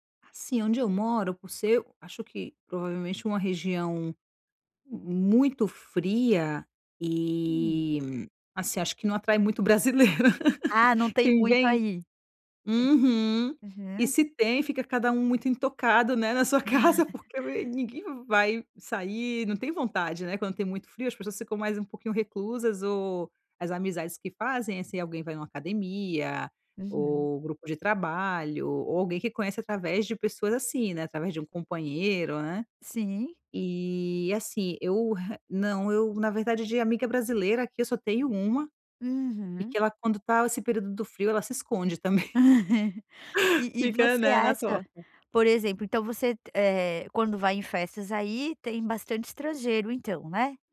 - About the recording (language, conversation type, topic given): Portuguese, advice, Como posso melhorar minha habilidade de conversar e me enturmar em festas?
- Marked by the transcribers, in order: laugh; laughing while speaking: "na sua casa, porque ninguém vai sair"; laugh